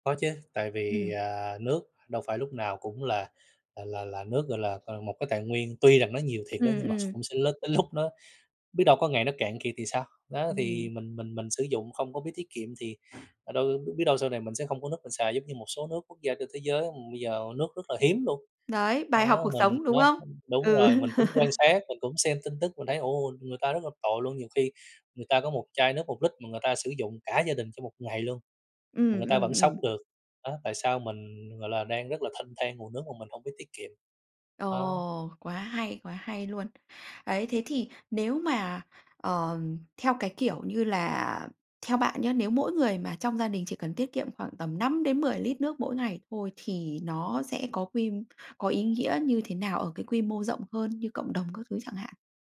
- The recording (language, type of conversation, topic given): Vietnamese, podcast, Bạn có những mẹo nào để tiết kiệm nước trong sinh hoạt hằng ngày?
- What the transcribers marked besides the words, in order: laughing while speaking: "lúc"; other background noise; tapping; laugh